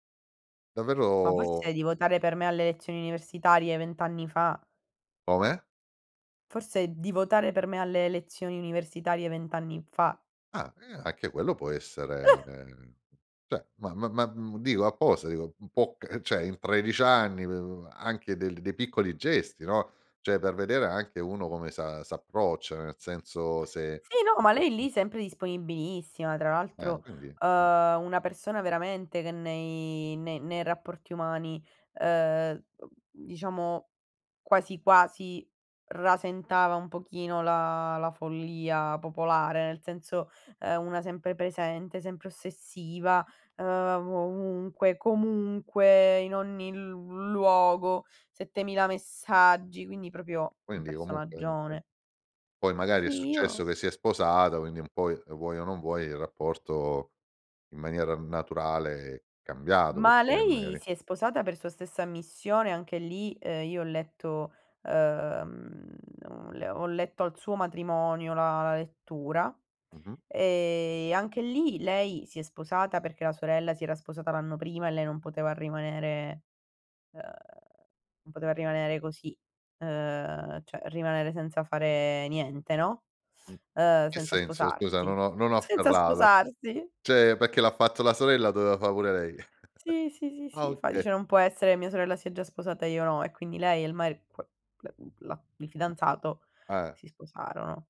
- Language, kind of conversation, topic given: Italian, podcast, Come si può bilanciare il dare e il ricevere favori nella propria rete?
- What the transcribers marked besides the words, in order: other background noise; chuckle; "cioè" said as "ceh"; "cioè" said as "ceh"; "cioè" said as "ceh"; unintelligible speech; drawn out: "nei"; "nei" said as "ne"; "ovunque" said as "vovunque"; "proprio" said as "propio"; drawn out: "ehm"; drawn out: "e"; "cioè" said as "ceh"; laughing while speaking: "Senza sposarsi"; "Cioè" said as "ceh"; chuckle; unintelligible speech